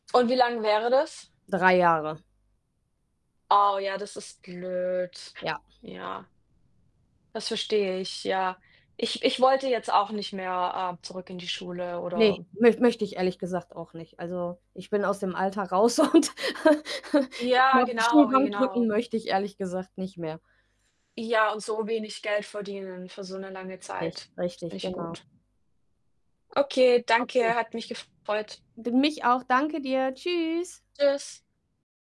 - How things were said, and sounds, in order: static; other background noise; laughing while speaking: "und"; laugh; distorted speech
- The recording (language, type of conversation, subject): German, unstructured, Wie findest du den Job, den du gerade machst?